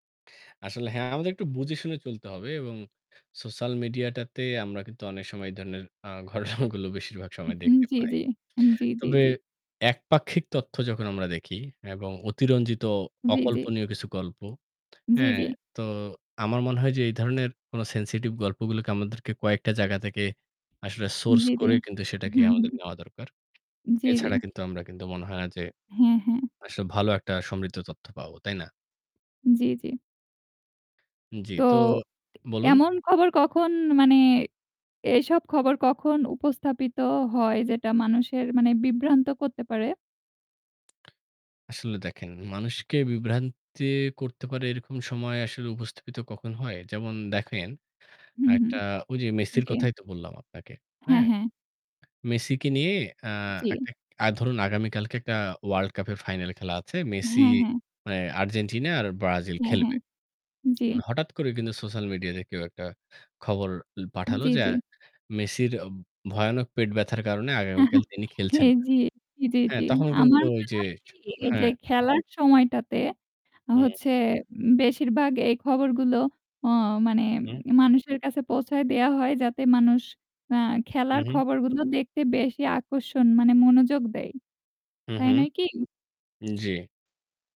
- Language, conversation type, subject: Bengali, unstructured, খবরের মাধ্যমে সামাজিক সচেতনতা কতটা বাড়ানো সম্ভব?
- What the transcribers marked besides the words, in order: laughing while speaking: "ঘটনাগুলো"; tapping; static; chuckle